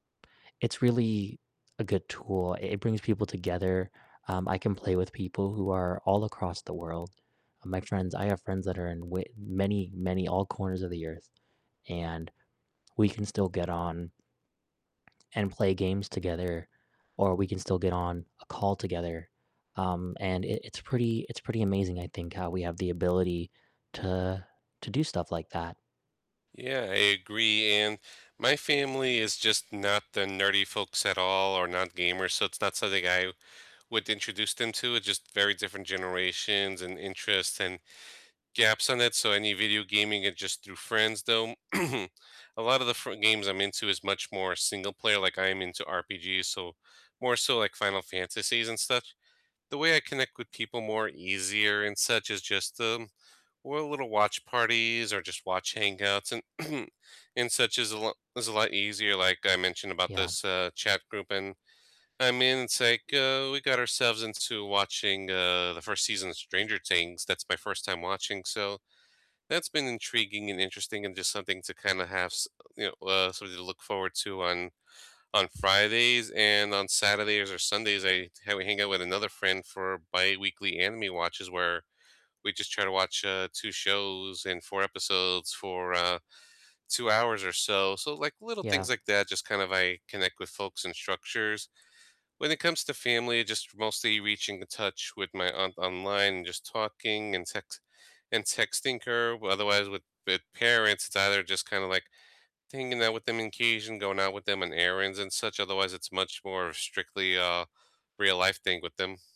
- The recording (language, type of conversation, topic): English, unstructured, What’s an easy way that you use everyday technology to feel closer to friends and family online?
- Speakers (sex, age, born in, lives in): male, 20-24, United States, United States; male, 40-44, United States, United States
- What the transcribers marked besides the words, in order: distorted speech; tapping; throat clearing; throat clearing; other background noise